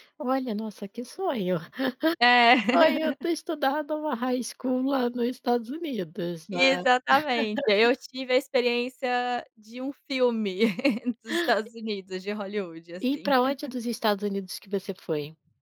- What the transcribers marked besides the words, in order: chuckle; laugh; in English: "high school"; laugh; laugh; tapping; laugh
- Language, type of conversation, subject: Portuguese, podcast, Que viagem marcou você e mudou a sua forma de ver a vida?